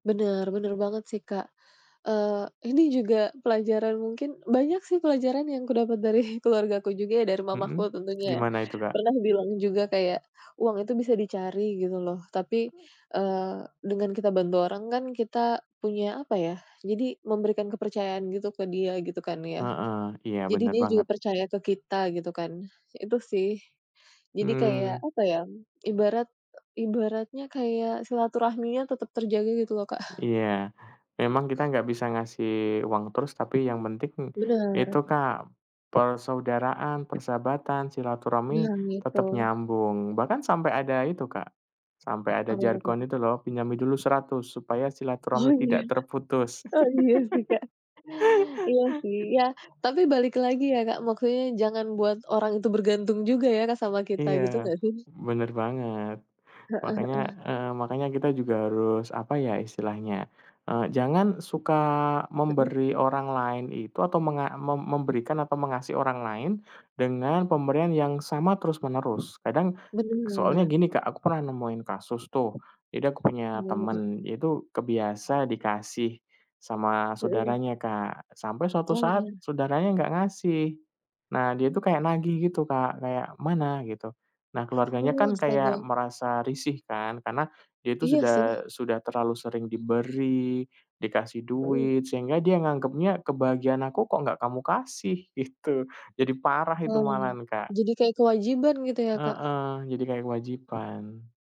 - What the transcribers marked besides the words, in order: laughing while speaking: "dari"; other background noise; laughing while speaking: "Kak"; tapping; laughing while speaking: "Oh iya oh iya sih Kak"; laugh; laughing while speaking: "gitu"
- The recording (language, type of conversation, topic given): Indonesian, unstructured, Menurutmu, apakah uang bisa membeli kebahagiaan?